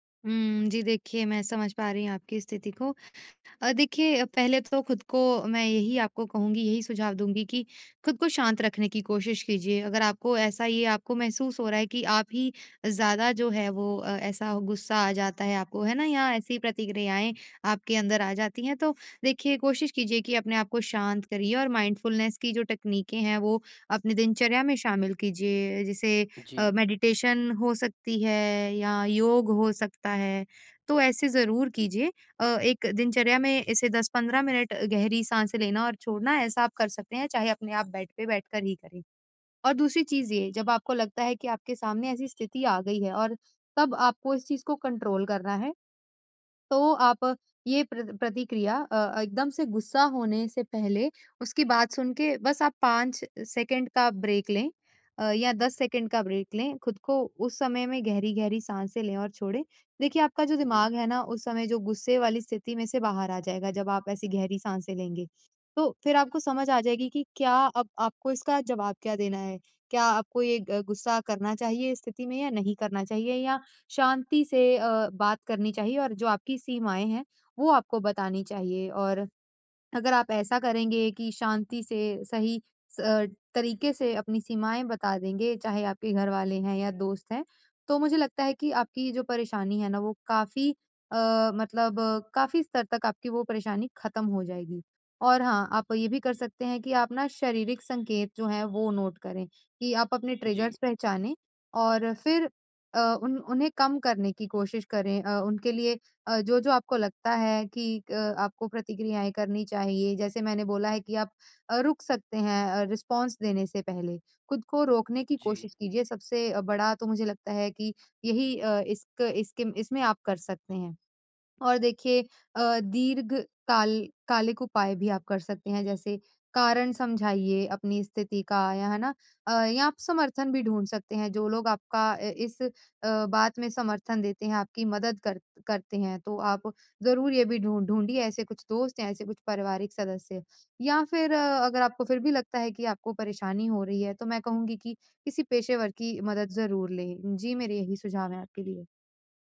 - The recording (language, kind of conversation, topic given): Hindi, advice, मैं अपने भावनात्मक ट्रिगर और उनकी प्रतिक्रियाएँ कैसे पहचानूँ?
- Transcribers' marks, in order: in English: "माइंडफुलनेस"; "तकनीकें" said as "टकनीकें"; in English: "मेडिटेशन"; in English: "बेड"; in English: "कंट्रोल"; in English: "ब्रेक"; in English: "ब्रेक"; in English: "नोट"; in English: "ट्रिगर्स"; in English: "रिस्पॉन्स"